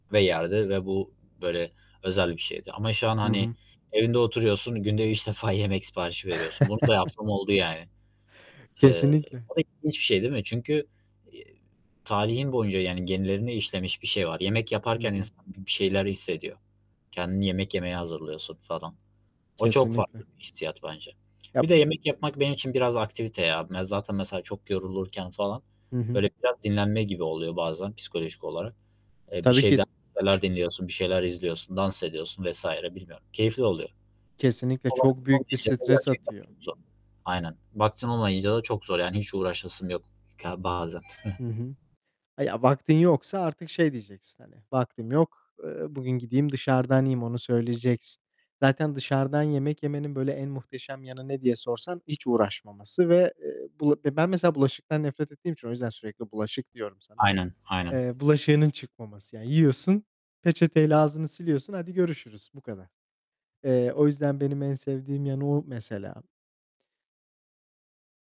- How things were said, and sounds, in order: static; other background noise; laughing while speaking: "üç defa yemek siparişi"; chuckle; distorted speech; door; tapping
- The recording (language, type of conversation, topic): Turkish, unstructured, Sence evde yemek yapmak mı yoksa dışarıda yemek yemek mi daha iyi?